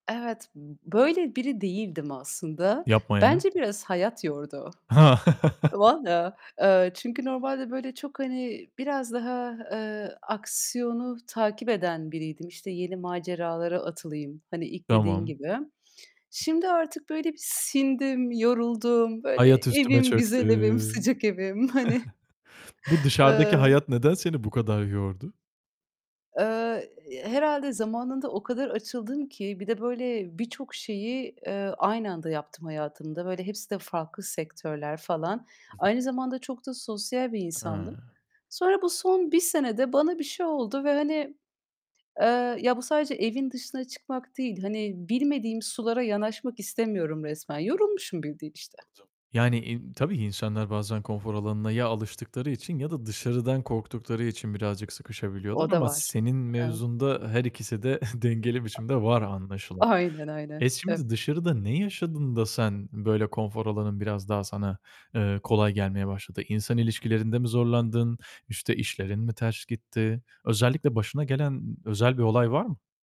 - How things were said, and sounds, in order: other background noise; laugh; distorted speech; drawn out: "çöktü"; chuckle; laughing while speaking: "Hani"; unintelligible speech; tapping; unintelligible speech; chuckle; laughing while speaking: "Aynen"; "ters" said as "terş"
- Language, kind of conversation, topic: Turkish, podcast, Konfor alanından çıkmaya karar verirken hangi kriterleri göz önünde bulundurursun?